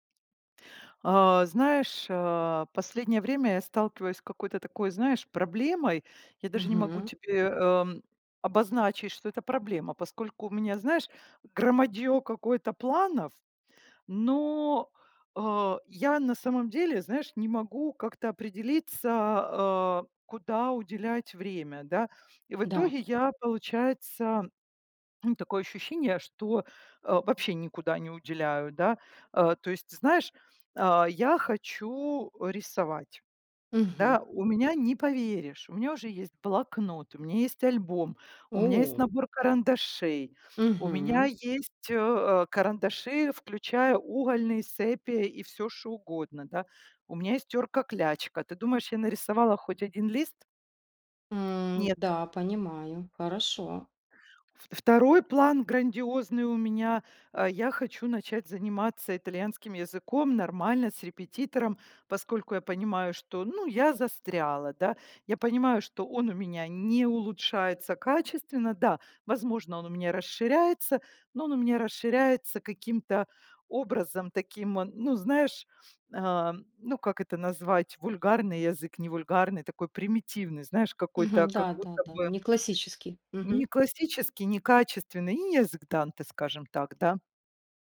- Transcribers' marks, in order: tapping; other background noise
- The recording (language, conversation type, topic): Russian, advice, Как выбрать, на какие проекты стоит тратить время, если их слишком много?